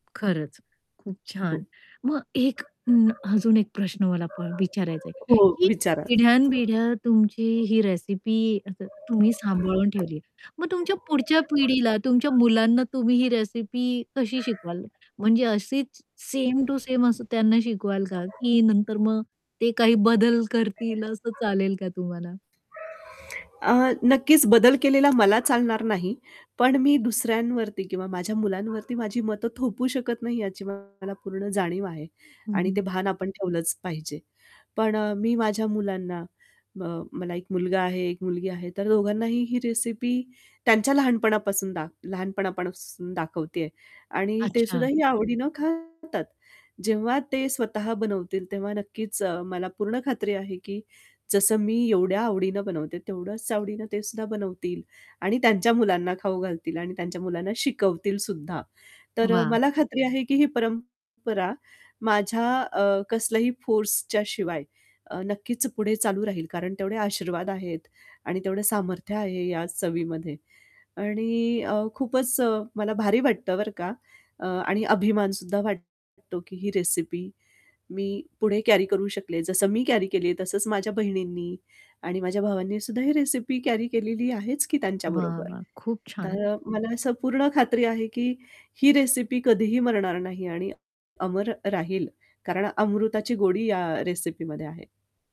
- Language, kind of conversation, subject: Marathi, podcast, स्वयंपाकात तुमच्यासाठी खास आठवण जपलेली कोणती रेसिपी आहे?
- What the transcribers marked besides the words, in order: static; dog barking; in English: "सेम टू सेम"; mechanical hum; distorted speech; other background noise; tapping